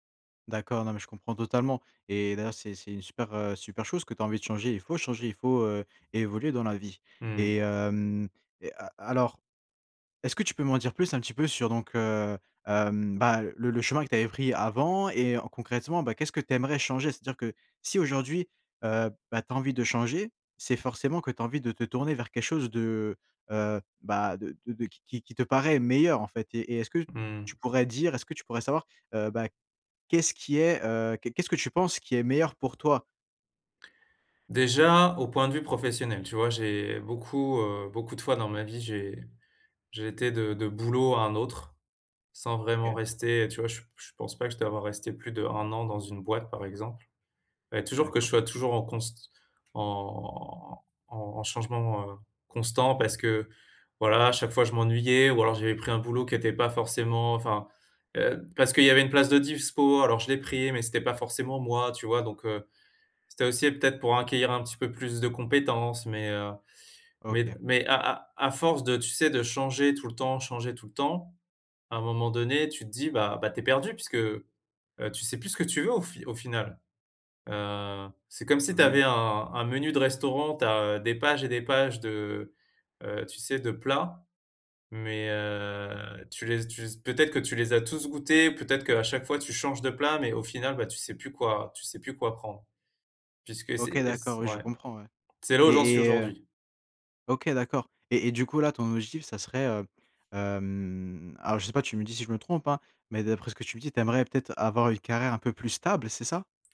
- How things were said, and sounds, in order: tapping; drawn out: "heu"; other background noise
- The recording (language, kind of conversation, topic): French, advice, Comment puis-je trouver du sens après une perte liée à un changement ?